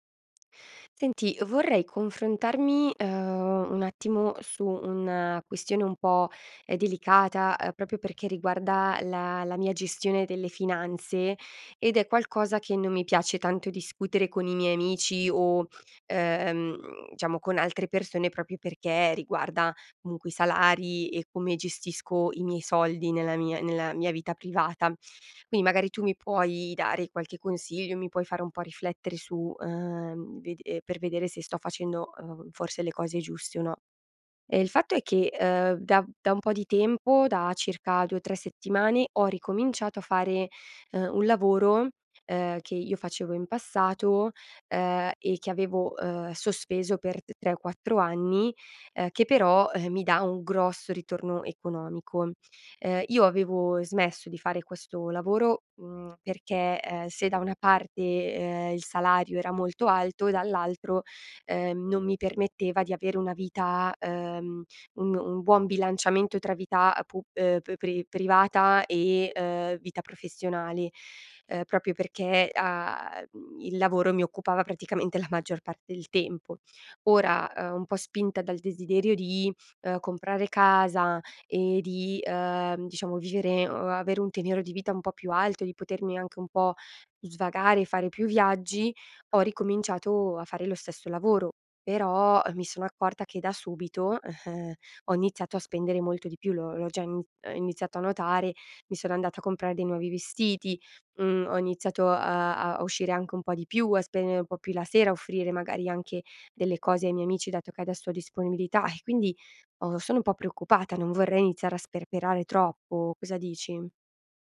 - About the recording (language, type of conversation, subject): Italian, advice, Come gestire la tentazione di aumentare lo stile di vita dopo un aumento di stipendio?
- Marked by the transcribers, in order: "proprio" said as "propio"; "diciamo" said as "ciamo"; "proprio" said as "propio"; other background noise; "proprio" said as "propio"